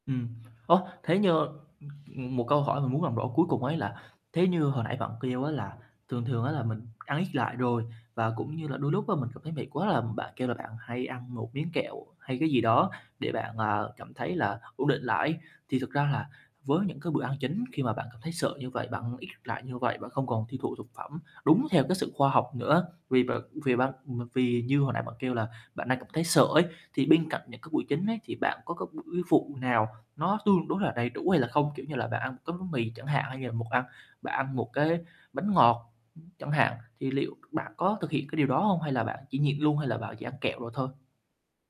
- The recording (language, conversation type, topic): Vietnamese, advice, Tôi đang lo lắng về mối quan hệ của mình với đồ ăn và sợ mắc rối loạn ăn uống, tôi nên làm gì?
- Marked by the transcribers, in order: static; tapping; other background noise